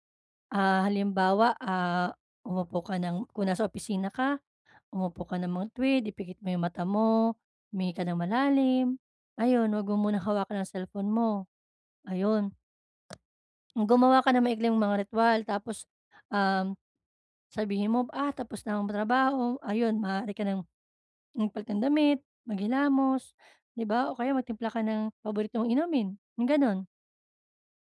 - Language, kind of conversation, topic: Filipino, advice, Paano ako makakapagpahinga sa bahay kung palagi akong abala?
- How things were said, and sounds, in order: none